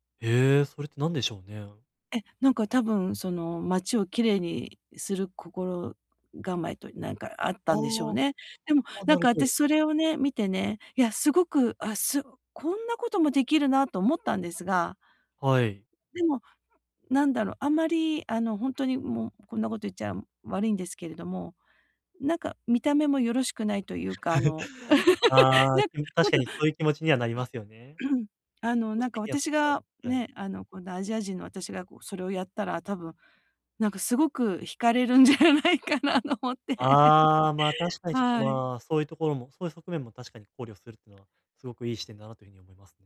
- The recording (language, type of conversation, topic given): Japanese, advice, 限られた時間で、どうすれば周りの人や社会に役立つ形で貢献できますか？
- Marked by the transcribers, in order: laugh; unintelligible speech; laugh; laughing while speaking: "なん"; unintelligible speech; other background noise; throat clearing; unintelligible speech; laughing while speaking: "引かれるんじゃないかなと思って"